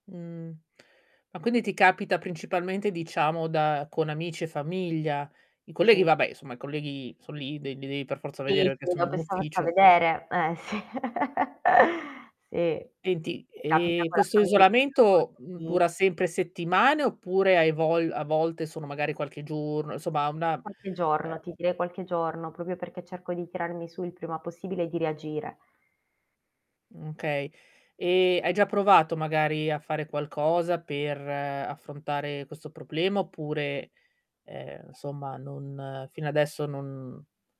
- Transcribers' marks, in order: static; distorted speech; unintelligible speech; chuckle; other background noise; drawn out: "e"; unintelligible speech; "insomma" said as "nsomma"
- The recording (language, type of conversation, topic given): Italian, advice, Come ti capita di isolarti dagli altri quando sei sotto stress?